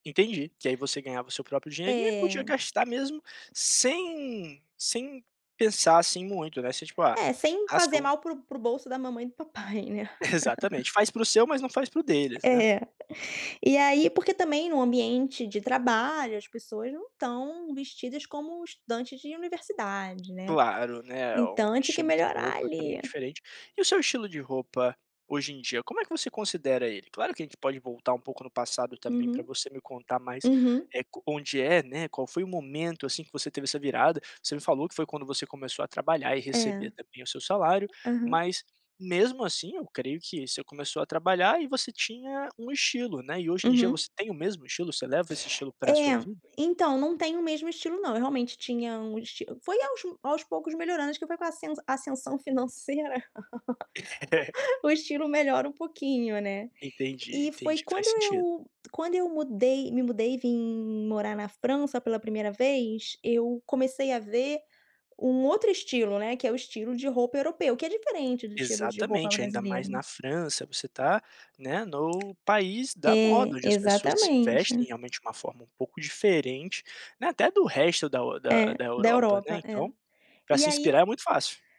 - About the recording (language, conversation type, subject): Portuguese, podcast, Como o seu estilo mudou ao longo do tempo?
- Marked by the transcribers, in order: tapping; laughing while speaking: "papai né?"; laughing while speaking: "É"; laugh